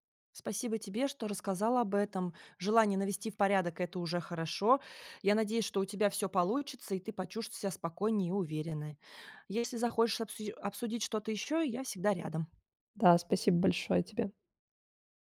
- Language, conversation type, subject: Russian, advice, Как справиться с забывчивостью и нерегулярным приёмом лекарств или витаминов?
- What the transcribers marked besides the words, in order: "почувствуешь" said as "почувстс"; "захочешь" said as "захошь"